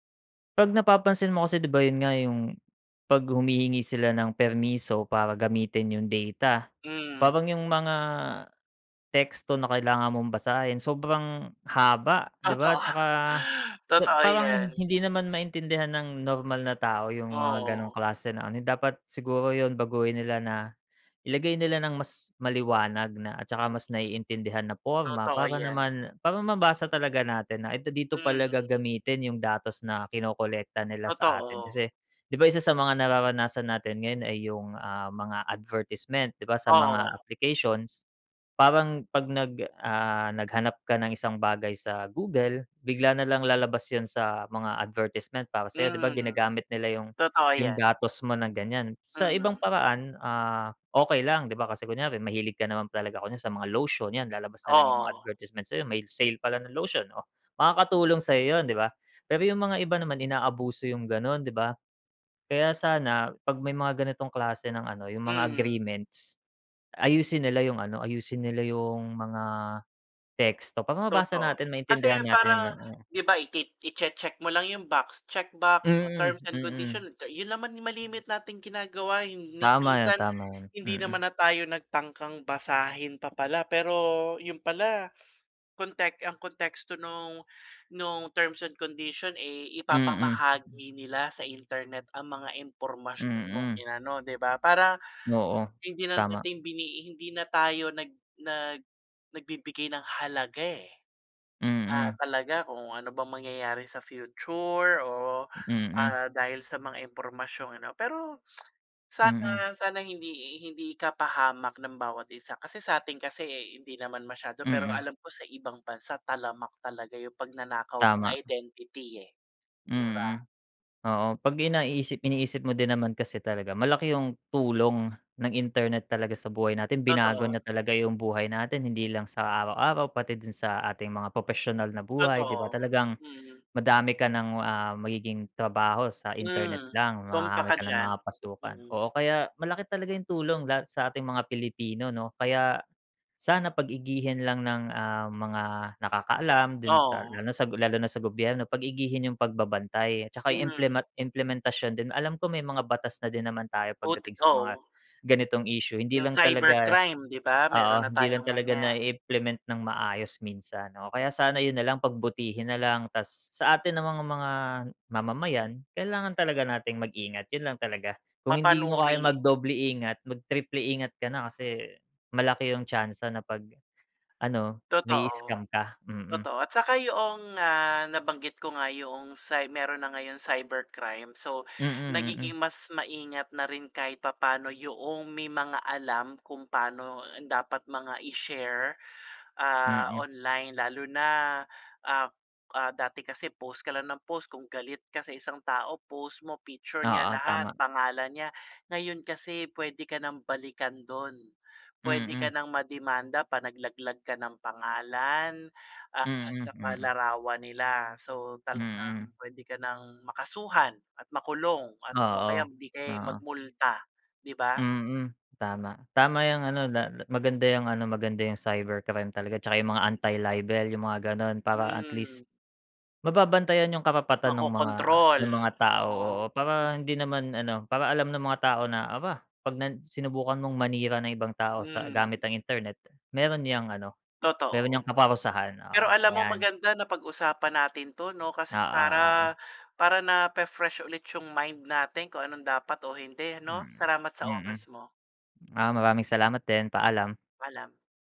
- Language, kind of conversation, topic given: Filipino, unstructured, Ano ang masasabi mo tungkol sa pagkapribado sa panahon ng internet?
- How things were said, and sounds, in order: laughing while speaking: "Totoo"; tapping; tsk; in English: "anti-libel"